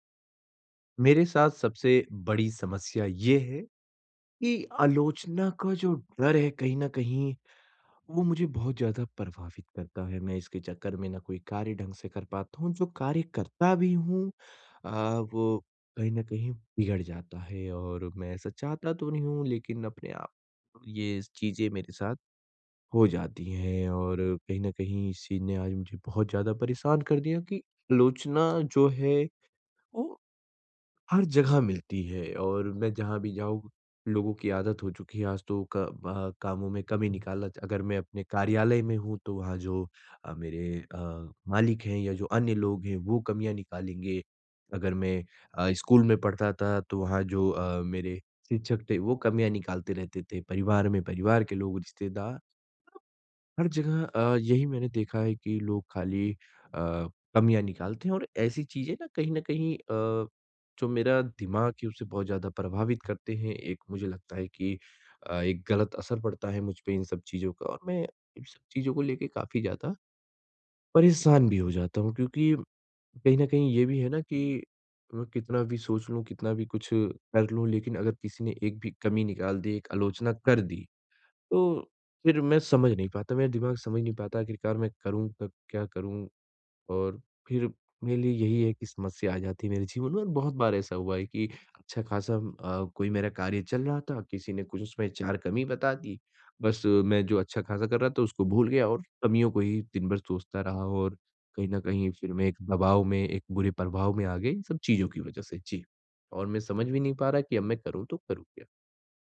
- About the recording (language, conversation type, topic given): Hindi, advice, आप बाहरी आलोचना के डर को कैसे प्रबंधित कर सकते हैं?
- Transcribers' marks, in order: other background noise